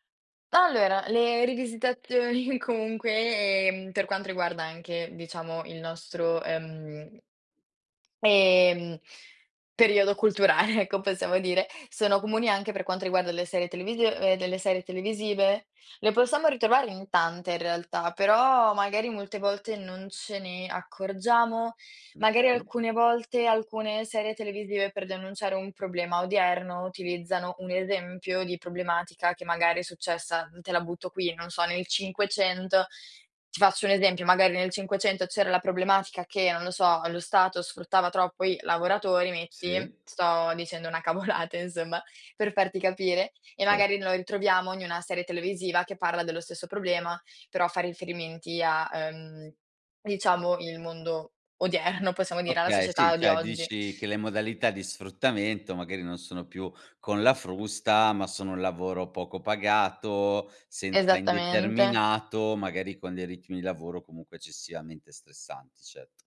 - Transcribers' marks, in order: laughing while speaking: "rivisitazioni"; laughing while speaking: "culturale ecco"; laughing while speaking: "cavolata"; laughing while speaking: "odierno"
- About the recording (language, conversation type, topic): Italian, podcast, Perché alcune storie sopravvivono per generazioni intere?